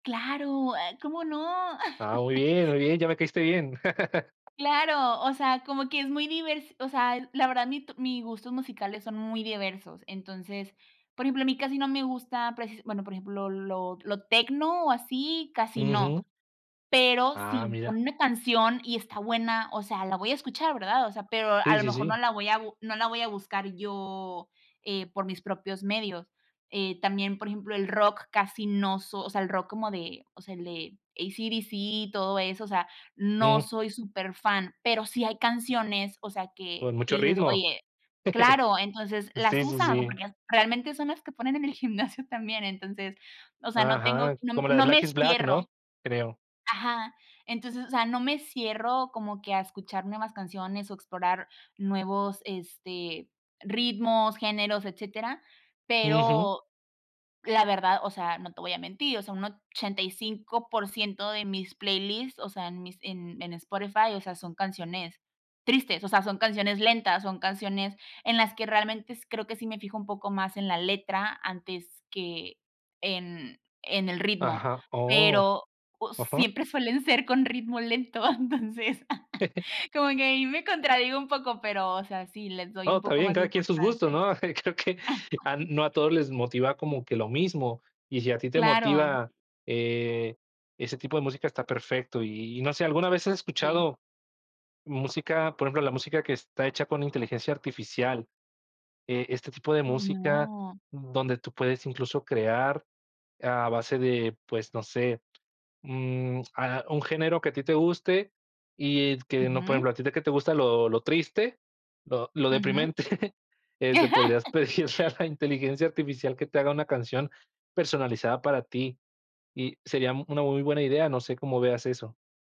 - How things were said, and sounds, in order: laugh; laugh; laughing while speaking: "el gimnasio"; chuckle; laughing while speaking: "ritmo lento, entonces"; laugh; laughing while speaking: "Creo que"; laugh; laugh; laughing while speaking: "pedirle"; laugh
- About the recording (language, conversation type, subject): Spanish, podcast, ¿Cómo te afecta el idioma de la música que escuchas?